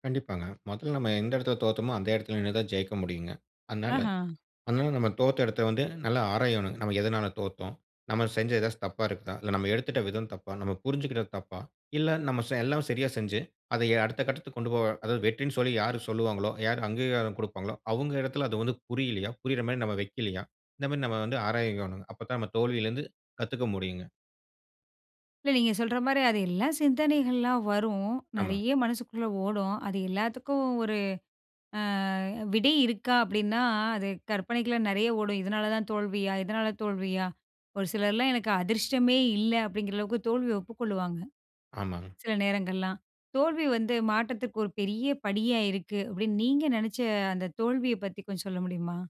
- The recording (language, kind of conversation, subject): Tamil, podcast, மாற்றத்தில் தோல்வி ஏற்பட்டால் நீங்கள் மீண்டும் எப்படித் தொடங்குகிறீர்கள்?
- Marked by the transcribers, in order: "ஆமாங்க" said as "ஆமாங்"; drawn out: "அ"